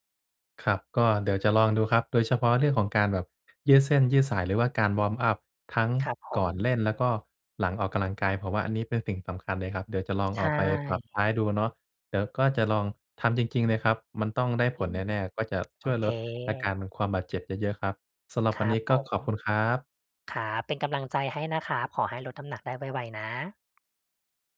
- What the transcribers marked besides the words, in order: tapping
- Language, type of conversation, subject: Thai, advice, ถ้าฉันกลัวที่จะเริ่มออกกำลังกายและไม่รู้จะเริ่มอย่างไร ควรเริ่มแบบไหนดี?